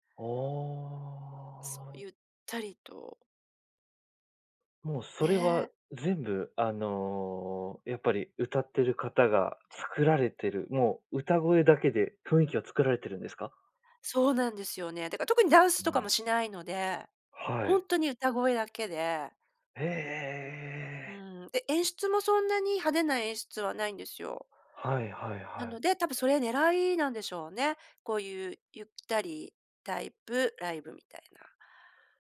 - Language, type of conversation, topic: Japanese, podcast, ライブで心を動かされた瞬間はありましたか？
- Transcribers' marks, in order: drawn out: "ああ"; drawn out: "へえ"